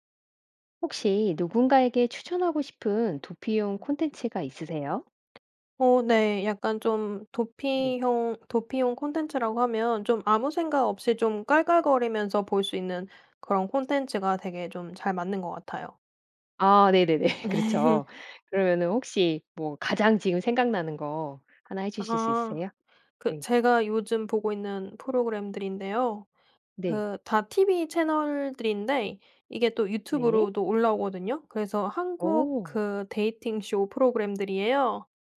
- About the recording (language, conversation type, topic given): Korean, podcast, 누군가에게 추천하고 싶은 도피용 콘텐츠는?
- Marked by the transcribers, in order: tapping; laugh; in English: "데이팅 쇼"